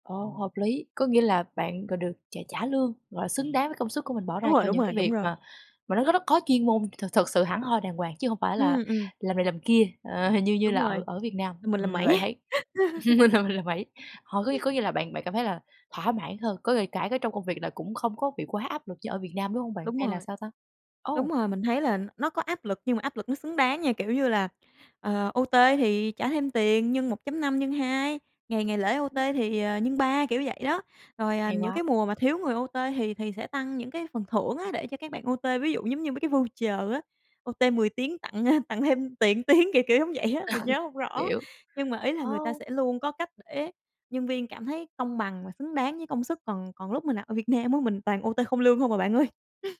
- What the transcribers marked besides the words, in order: other background noise; laughing while speaking: "ờ"; tapping; laugh; laughing while speaking: "mình làm mình"; laughing while speaking: "mẩy"; chuckle; in English: "O-T"; in English: "O-T"; in English: "O-T"; in English: "O-T"; in English: "O-T"; laughing while speaking: "tặng"; laughing while speaking: "tiếng"; laughing while speaking: "á"; chuckle; in English: "O-T"; laughing while speaking: "ơi"; chuckle
- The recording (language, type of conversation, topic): Vietnamese, podcast, Bạn làm thế nào để bước ra khỏi vùng an toàn?